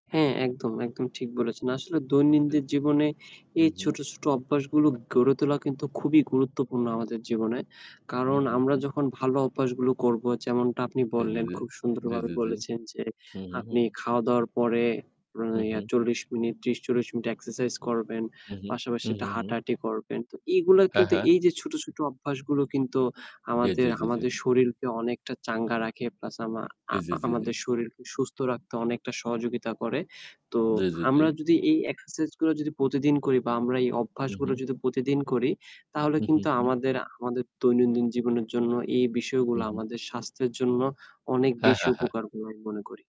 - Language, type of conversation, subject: Bengali, unstructured, দৈনন্দিন জীবনে ভালো অভ্যাস গড়ে তুলতে কী কী বিষয় গুরুত্বপূর্ণ?
- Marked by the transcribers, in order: static; other background noise; in English: "Exercise"; in English: "Exercise"